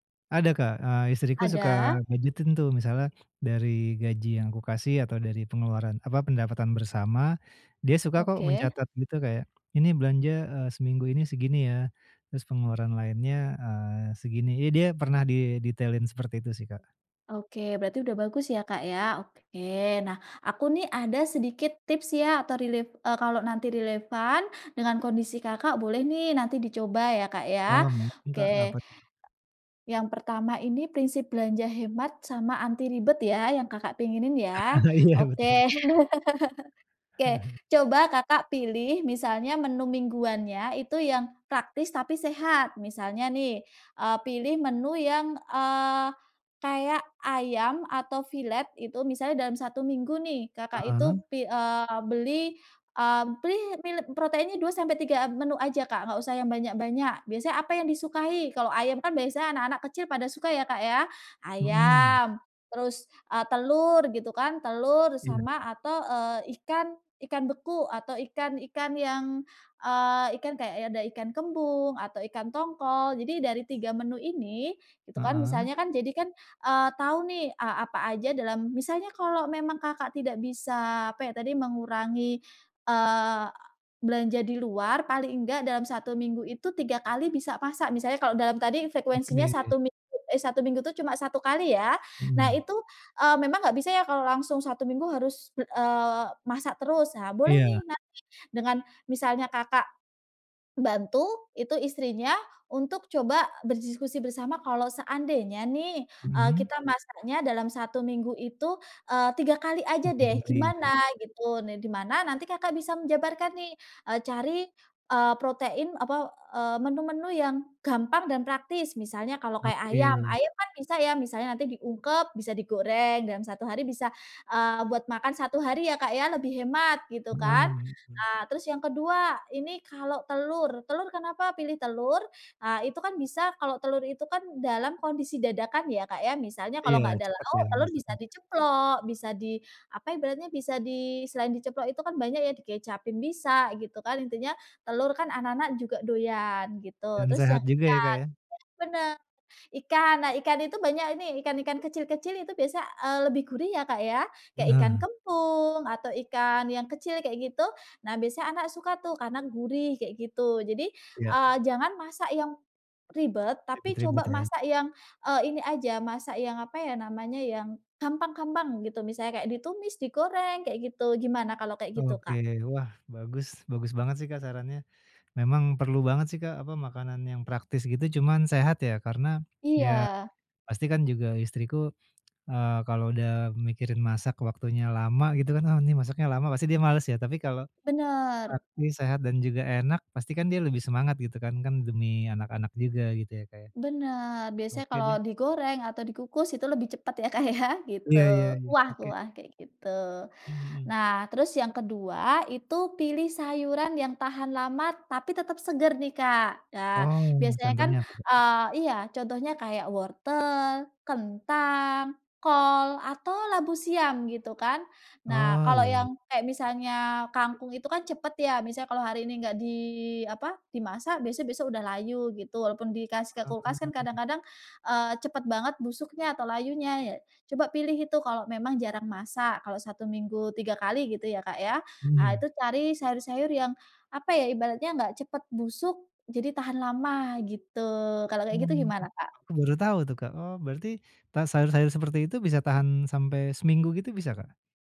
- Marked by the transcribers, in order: tapping; other background noise; chuckle; laughing while speaking: "Iya"; chuckle; "beli" said as "bilep"; laughing while speaking: "Kak, ya"
- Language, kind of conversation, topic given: Indonesian, advice, Bagaimana cara membuat daftar belanja yang praktis dan hemat waktu untuk makanan sehat mingguan?